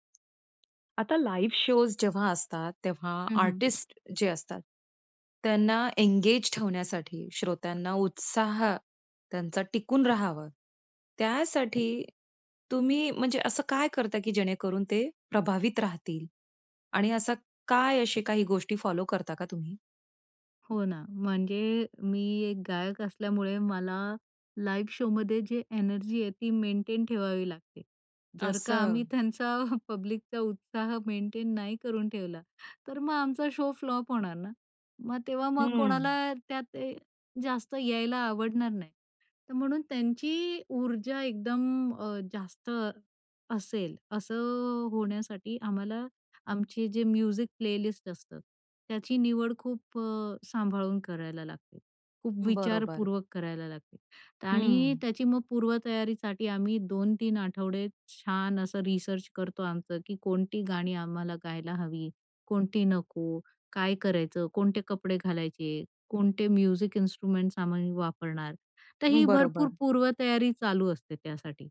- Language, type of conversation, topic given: Marathi, podcast, लाईव्ह शोमध्ये श्रोत्यांचा उत्साह तुला कसा प्रभावित करतो?
- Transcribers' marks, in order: in English: "लाईव्ह शोज"; in English: "लाईव्ह शोमध्ये"; laughing while speaking: "त्यांचा पब्लिकचा उत्साह मेंटेन नाही … फ्लॉप होणार ना"; in English: "म्युझिक प्लेलिस्ट"; in English: "म्युझिक इन्स्ट्रुमेंट्स"